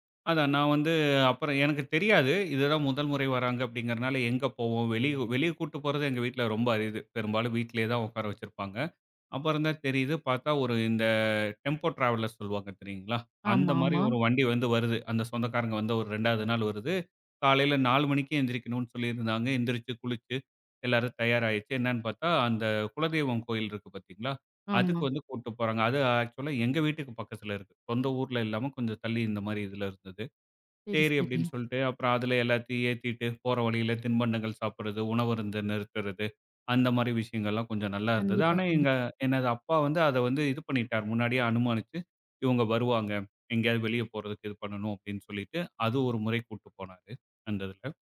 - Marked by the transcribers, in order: none
- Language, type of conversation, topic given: Tamil, podcast, வீட்டில் விருந்தினர்கள் வரும்போது எப்படி தயாராக வேண்டும்?